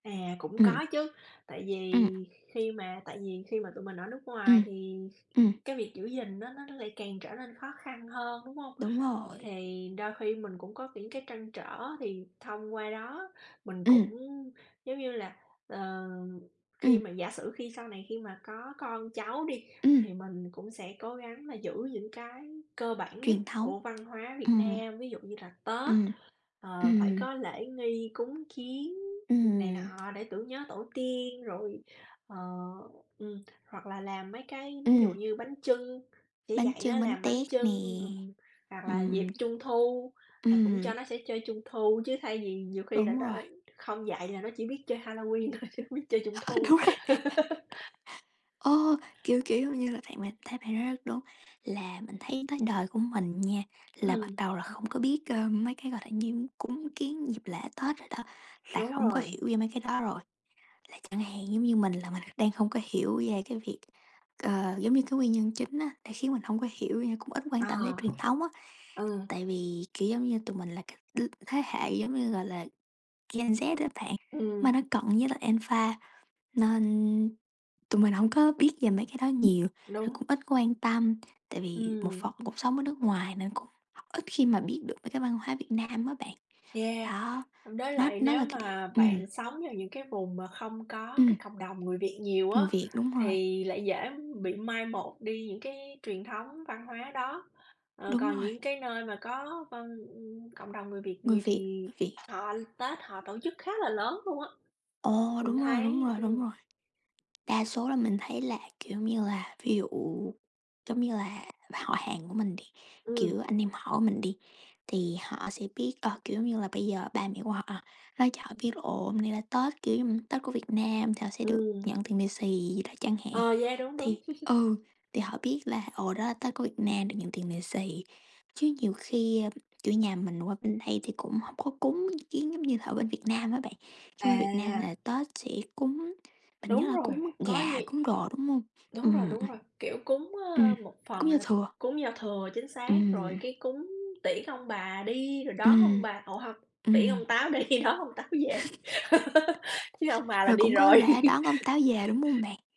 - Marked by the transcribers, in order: tapping; other background noise; laughing while speaking: "thôi, chứ không biết chơi Trung thu"; laughing while speaking: "đúng rồi"; chuckle; laugh; unintelligible speech; in English: "Gen Z"; in English: "Alpha"; unintelligible speech; chuckle; laughing while speaking: "đi, đón ông Táo về"; chuckle; laugh; chuckle
- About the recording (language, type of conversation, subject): Vietnamese, unstructured, Bạn có lo lắng khi con cháu không giữ gìn truyền thống gia đình không?